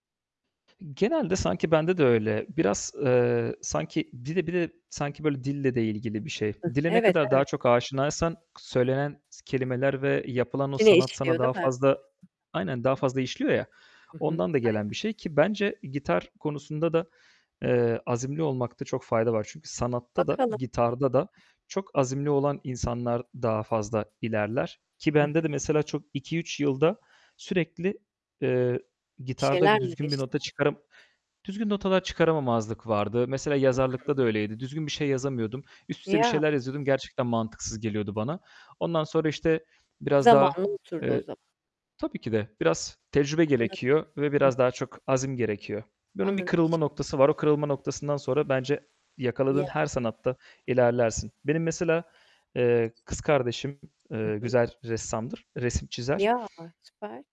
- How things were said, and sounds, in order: other background noise; static; distorted speech; unintelligible speech; tapping; unintelligible speech; unintelligible speech
- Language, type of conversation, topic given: Turkish, unstructured, Sanatın hayatımız üzerindeki sürpriz etkileri neler olabilir?